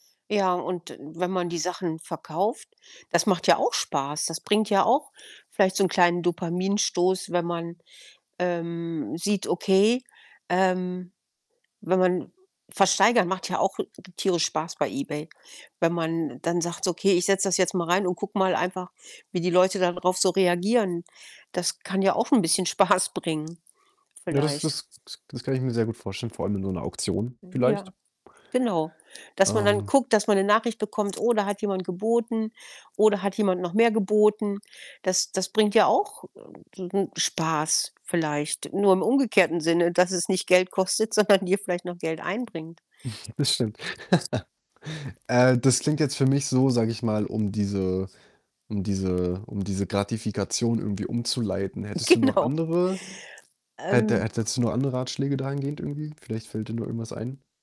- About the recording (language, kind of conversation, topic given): German, advice, Wie kann ich meine Einkaufsimpulse erkennen und sie langfristig unter Kontrolle bringen?
- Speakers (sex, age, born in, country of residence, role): female, 55-59, Germany, Germany, advisor; male, 20-24, Germany, France, user
- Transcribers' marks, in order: static; tapping; laughing while speaking: "Spaß"; other background noise; distorted speech; laughing while speaking: "sondern"; chuckle; giggle; laughing while speaking: "Genau"